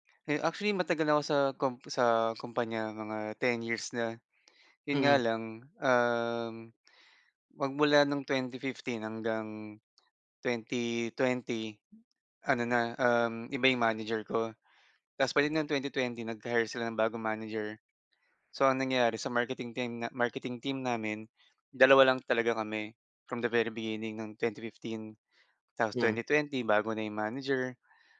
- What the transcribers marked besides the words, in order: none
- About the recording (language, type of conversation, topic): Filipino, advice, Paano ko makikilala at marerespeto ang takot o pagkabalisa ko sa araw-araw?